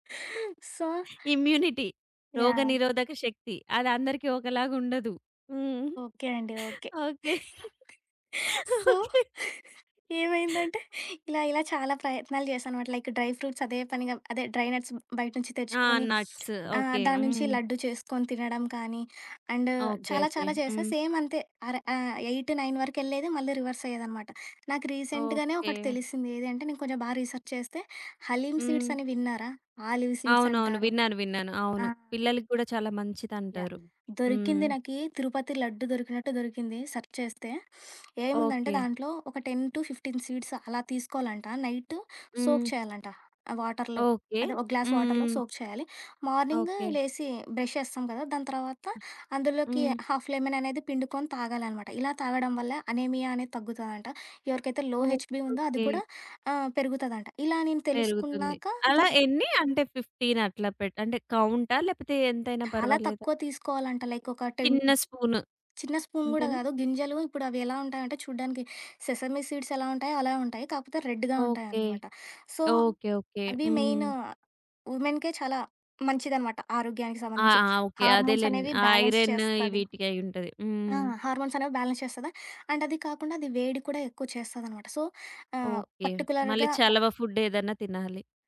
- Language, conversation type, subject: Telugu, podcast, ఆరోగ్యవంతమైన ఆహారాన్ని తక్కువ సమయంలో తయారుచేయడానికి మీ చిట్కాలు ఏమిటి?
- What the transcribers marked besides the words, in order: gasp; in English: "సో"; in English: "ఇమ్యూనిటీ"; giggle; in English: "సో"; giggle; chuckle; laughing while speaking: "ఓకే"; in English: "లైక్ డ్రై ఫ్రూట్స్"; in English: "డ్రైనట్స్"; other background noise; in English: "నట్స్"; in English: "అండ్"; in English: "సేమ్"; tapping; in English: "ఎయిట్ నైన్"; in English: "రీసెంట్‌గానే"; in English: "రీసెర్చ్"; in English: "హలీమ్ సీడ్స్"; in English: "ఆలీవ్ సీడ్స్"; in English: "సెర్చ్"; in English: "టెన్ టు ఫిఫ్టీన్ సీడ్స్"; in English: "నైట్ సోక్"; in English: "వాటర్‌లో"; in English: "గ్లాస్ వాటర్‌లో సోక్"; in English: "మార్నింగ్"; in English: "బ్రష్"; in English: "హాఫ్ లెమన్"; in English: "లో హెచ్‌బి"; in English: "ఫిఫ్టీన్"; in English: "లైక్"; in English: "టెన్"; in English: "స్పూన్"; in English: "సెసమి సీడ్స్"; in English: "రెడ్‌గా"; in English: "సో"; in English: "మెయిన్ వుమెన్‌కి"; in English: "హార్మోన్స్"; in English: "బ్యాలెన్స్"; in English: "ఐరన్"; in English: "హార్మోన్స్"; in English: "బ్యాలెన్స్"; in English: "అండ్"; in English: "సో"; in English: "పర్టిక్యులర్‌గా"; in English: "ఫుడ్"